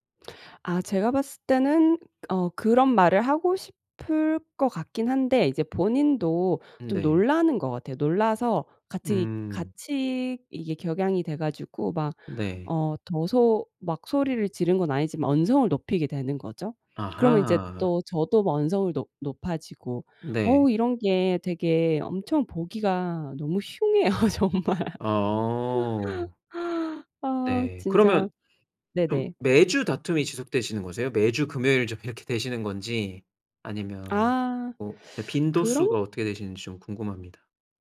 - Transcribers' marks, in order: laughing while speaking: "흉해요 정말"; laugh; other background noise
- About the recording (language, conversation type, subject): Korean, advice, 자주 다투는 연인과 어떻게 대화하면 좋을까요?